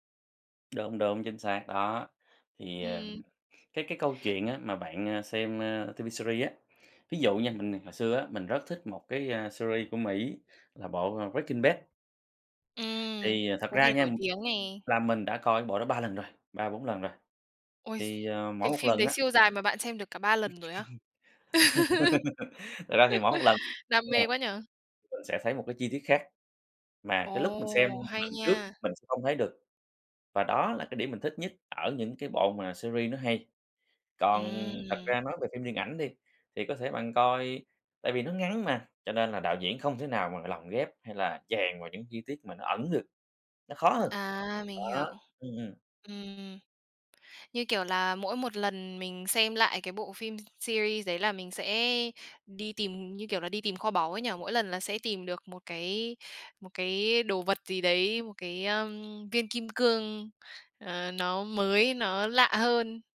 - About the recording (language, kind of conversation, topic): Vietnamese, podcast, Bạn thích xem phim điện ảnh hay phim truyền hình dài tập hơn, và vì sao?
- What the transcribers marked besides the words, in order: tapping; in English: "series"; in English: "series"; other background noise; chuckle; unintelligible speech; laugh; in English: "series"; in English: "series"